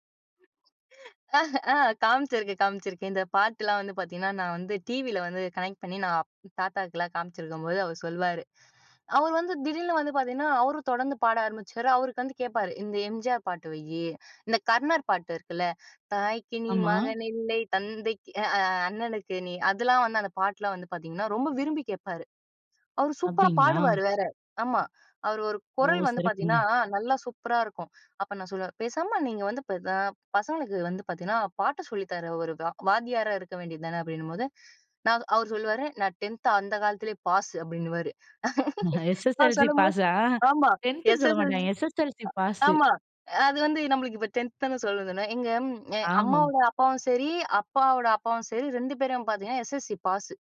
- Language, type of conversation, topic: Tamil, podcast, இணையம் வந்த பிறகு நீங்கள் இசையைத் தேடும் முறை எப்படி மாறியது?
- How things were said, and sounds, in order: other background noise; singing: "தாய்க்கு நீ மகன் இல்லை, தந்தைக்கு அ அ அண்ணனுக்கு நீ"; in English: "டென்த்"; laughing while speaking: "எஸ்.எஸ்.எல்.சி! பாஸா? டென்த் சொல்ல மாட்டாங்க எஸ்.எஸ்.எல்.சி! பாஸு"; in English: "எஸ்.எஸ்.எல்.சி!"; laugh; in English: "டென்த்"; in English: "எஸ்.எஸ்.எல்.சி!"; in English: "எஸ்.எஸ்.எல்.சி!"; in English: "டென்த்"; in English: "எஸ்.எஸ்.எல்.சி!"